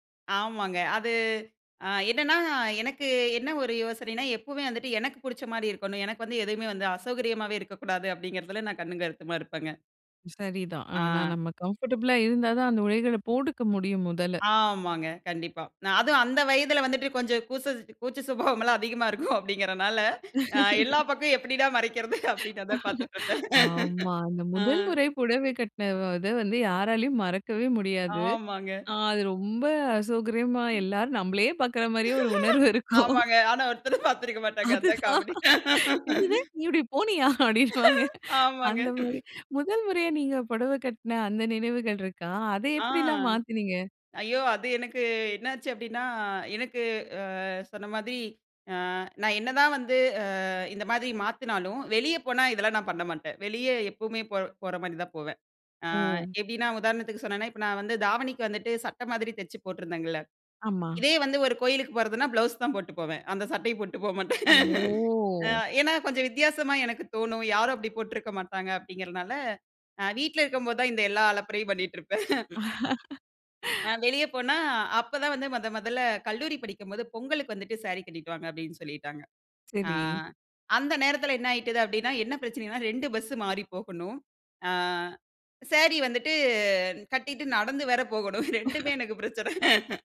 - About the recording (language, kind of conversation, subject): Tamil, podcast, பாரம்பரிய உடைகளை நவீனமாக மாற்றுவது பற்றி நீங்கள் என்ன நினைக்கிறீர்கள்?
- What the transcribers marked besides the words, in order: in English: "கம்ஃபர்டபுளா"; laughing while speaking: "அதிகமா இருக்கும் அப்பிடீங்கிறதனால"; laugh; laugh; chuckle; laugh; laughing while speaking: "எல்லாரும் நம்மளையே பார்க்கிற மாரியே ஒரு உணர்வு இருக்கும்"; laugh; laugh; laughing while speaking: "நீ இப்பிடி போனியா? அப்டின்னுவாங்க"; laugh; laugh; drawn out: "ஓ!"; laugh; laugh